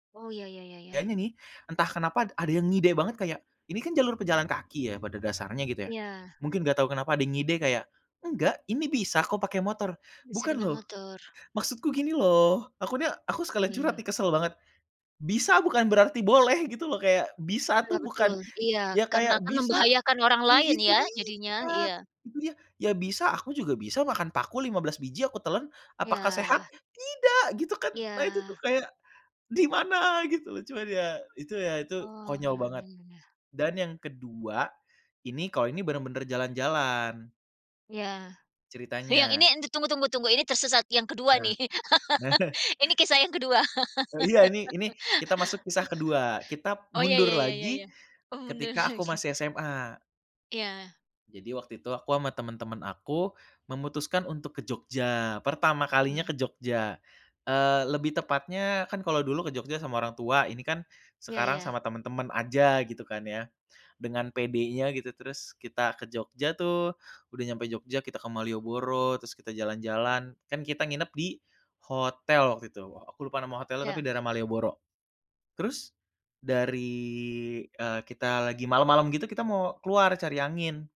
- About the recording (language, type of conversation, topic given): Indonesian, podcast, Apa pengalaman tersesat paling konyol yang pernah kamu alami saat jalan-jalan?
- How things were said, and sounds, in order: other background noise; laughing while speaking: "nah"; laugh; laughing while speaking: "oke"; drawn out: "dari"